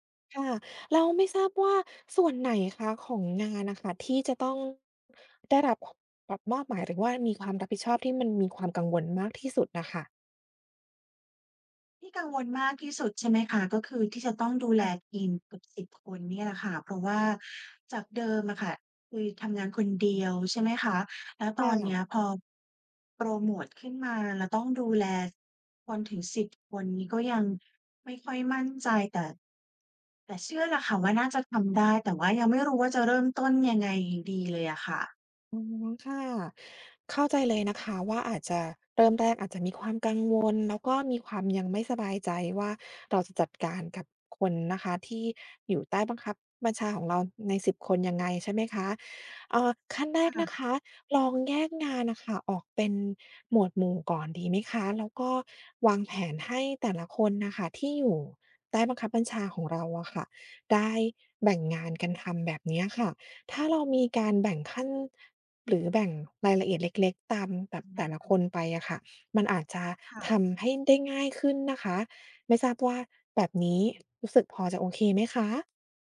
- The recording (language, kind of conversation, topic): Thai, advice, เริ่มงานใหม่แล้วกลัวปรับตัวไม่ทัน
- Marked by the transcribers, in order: unintelligible speech